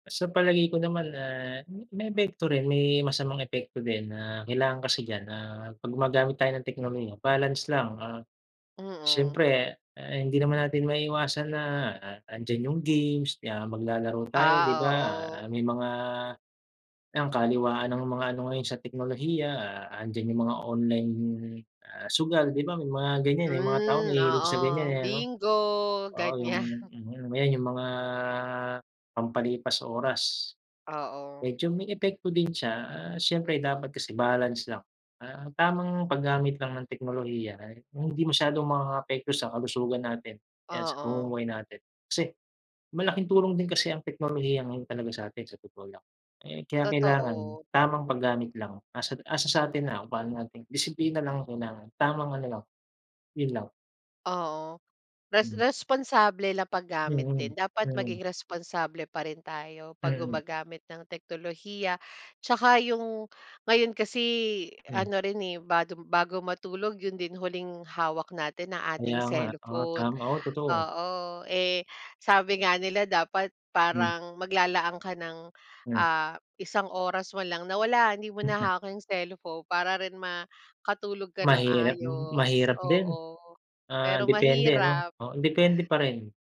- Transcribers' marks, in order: tapping; gasp
- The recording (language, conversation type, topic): Filipino, unstructured, Paano nakatulong ang teknolohiya sa mga pang-araw-araw mong gawain?